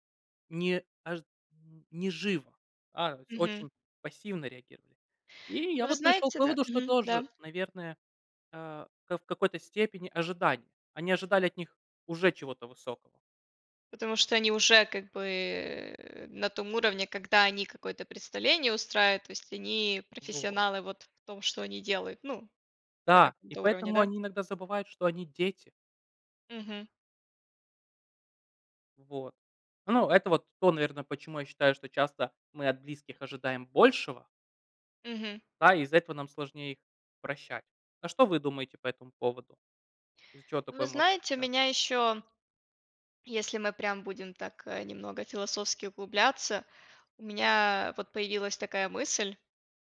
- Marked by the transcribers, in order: tapping
- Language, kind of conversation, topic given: Russian, unstructured, Почему, по вашему мнению, иногда бывает трудно прощать близких людей?